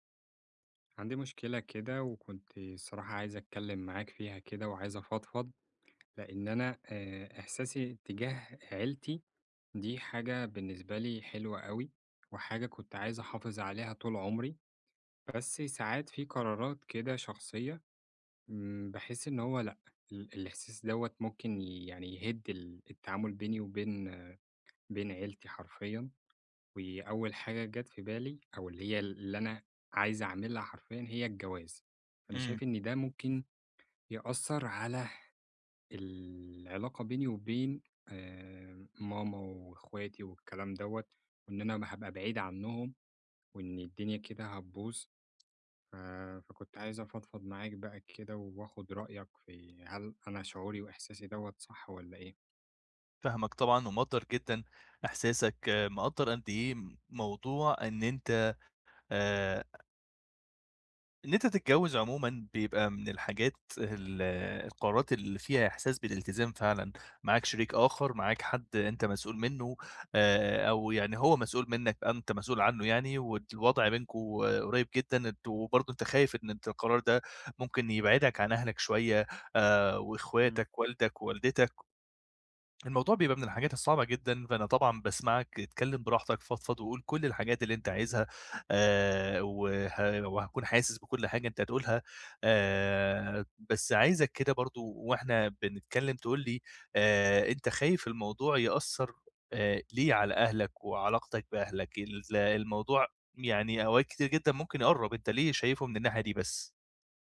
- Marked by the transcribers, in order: tapping
- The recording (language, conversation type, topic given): Arabic, advice, إزاي آخد قرار شخصي مهم رغم إني حاسس إني ملزوم قدام عيلتي؟